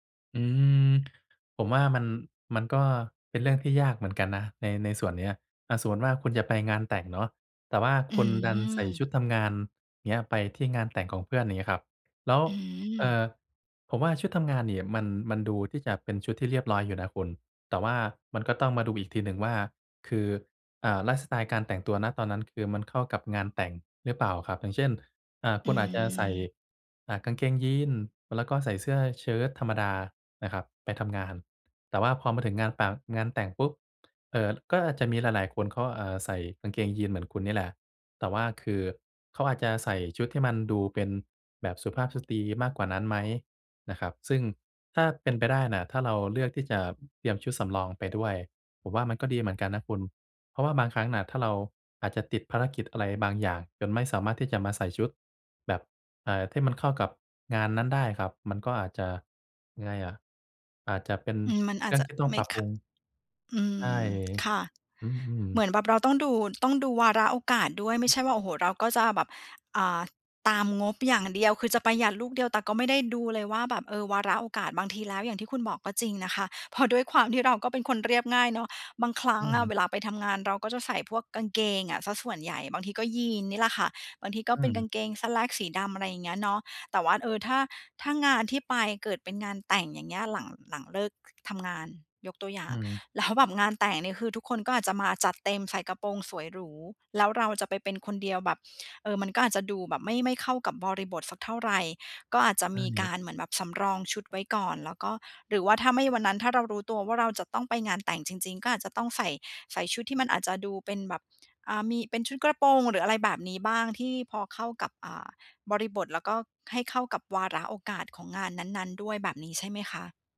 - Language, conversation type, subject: Thai, advice, จะแต่งกายให้ดูดีด้วยงบจำกัดควรเริ่มอย่างไร?
- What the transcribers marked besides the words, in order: tapping; laughing while speaking: "แบบ"